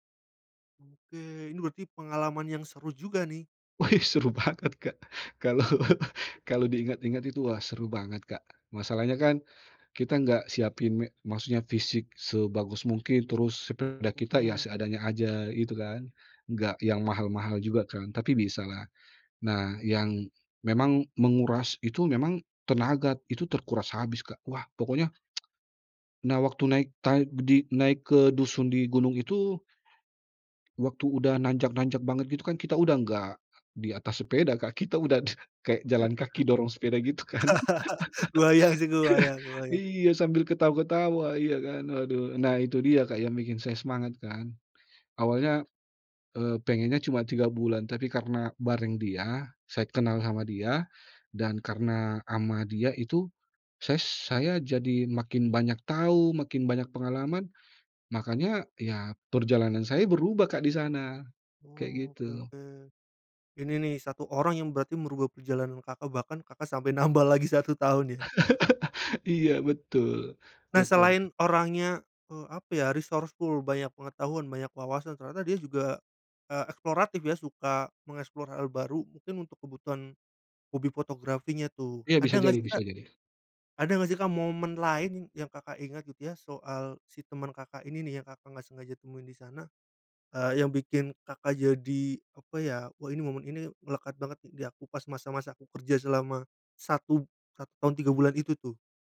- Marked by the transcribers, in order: tapping; laughing while speaking: "Wih seru banget"; laughing while speaking: "Kalo"; other background noise; tsk; dog barking; laugh; laughing while speaking: "Kebayang sih kebayang kebayang"; chuckle; laughing while speaking: "gitu"; chuckle; laughing while speaking: "nambah"; chuckle; in English: "resourceful"
- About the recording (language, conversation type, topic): Indonesian, podcast, Pernahkah kamu bertemu warga setempat yang membuat perjalananmu berubah, dan bagaimana ceritanya?